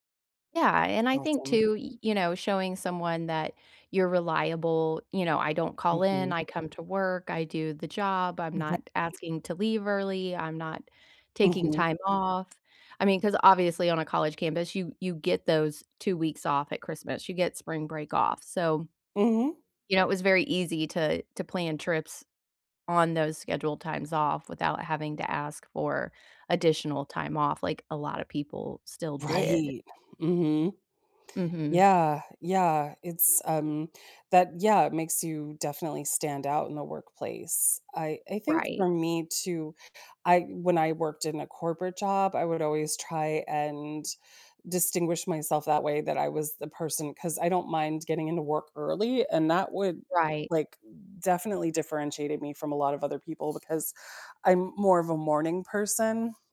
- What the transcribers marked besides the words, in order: other background noise
- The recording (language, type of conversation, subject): English, unstructured, How can I build confidence to ask for what I want?